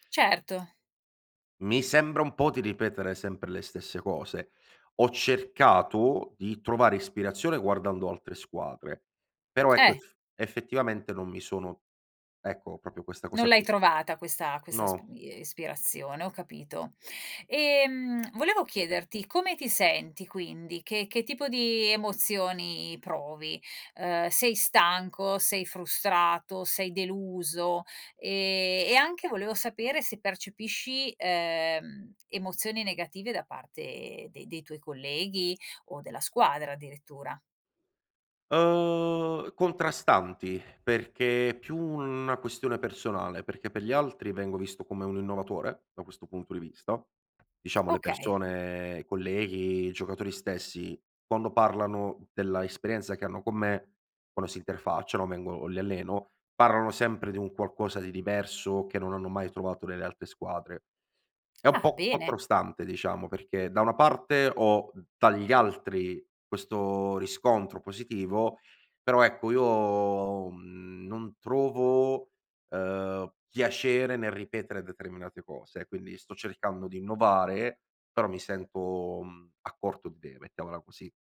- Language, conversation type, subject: Italian, advice, Come posso smettere di sentirmi ripetitivo e trovare idee nuove?
- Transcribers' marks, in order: "proprio" said as "propio"; other background noise